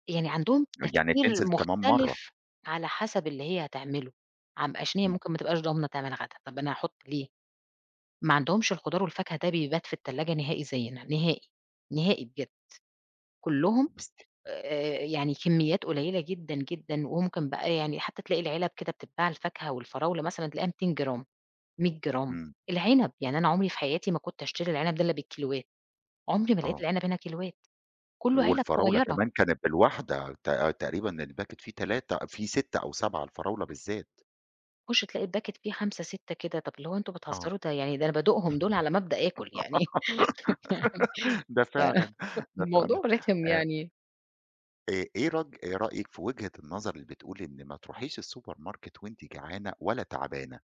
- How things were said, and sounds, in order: tapping; in English: "الباكيت"; in English: "الباكيت"; other background noise; giggle; laugh; laughing while speaking: "فيعني"; laugh; in English: "السوبر ماركت"
- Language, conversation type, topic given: Arabic, podcast, إزاي بتجهّز لمشتريات البيت عشان ما تصرفش كتير؟